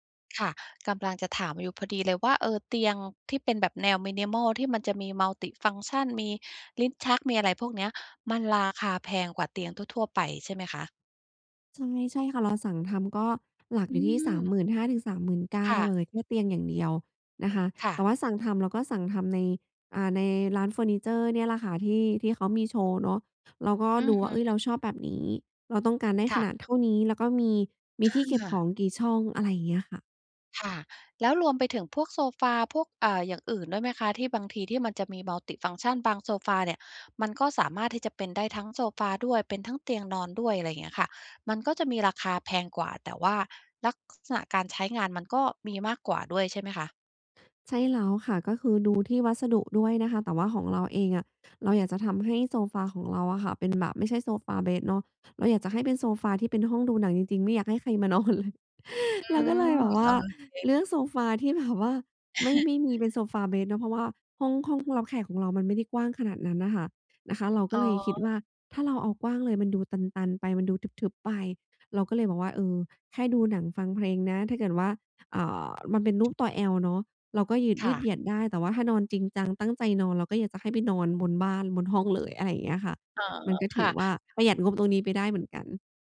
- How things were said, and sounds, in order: in English: "minimal"; in English: "multifunction"; other background noise; tapping; laughing while speaking: "มานอนเลย"; chuckle
- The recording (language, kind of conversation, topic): Thai, podcast, การแต่งบ้านสไตล์มินิมอลช่วยให้ชีวิตประจำวันของคุณดีขึ้นอย่างไรบ้าง?